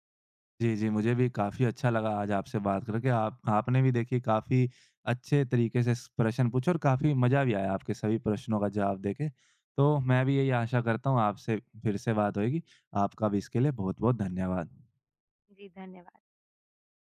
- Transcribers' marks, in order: none
- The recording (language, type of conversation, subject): Hindi, podcast, आप डिजिटल ध्यान-भंग से कैसे निपटते हैं?